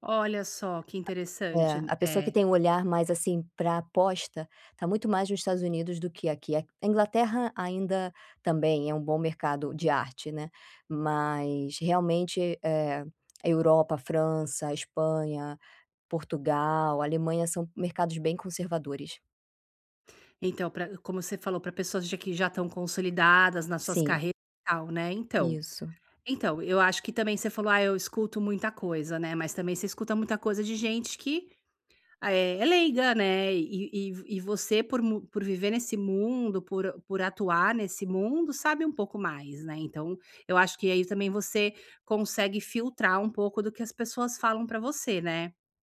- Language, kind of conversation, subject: Portuguese, advice, Como posso lidar com a incerteza durante uma grande transição?
- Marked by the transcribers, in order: tapping